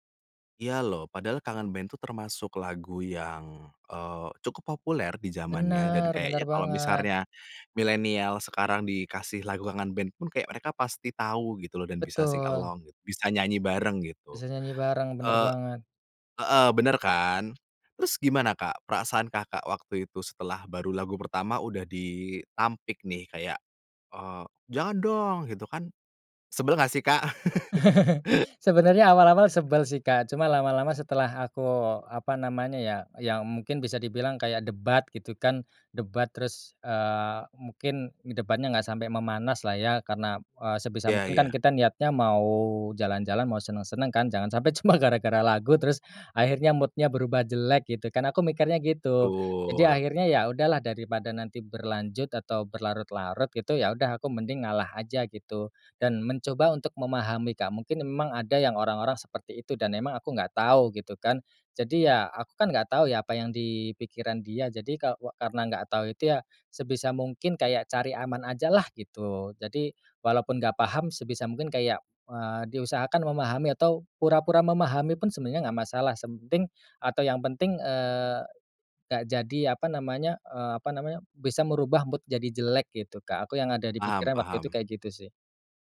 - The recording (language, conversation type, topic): Indonesian, podcast, Pernahkah ada lagu yang memicu perdebatan saat kalian membuat daftar putar bersama?
- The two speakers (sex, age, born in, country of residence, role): male, 30-34, Indonesia, Indonesia, guest; male, 30-34, Indonesia, Indonesia, host
- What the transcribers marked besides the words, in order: in English: "sing along"; chuckle; other background noise; laughing while speaking: "cuma"; in English: "mood-nya"; in English: "mood"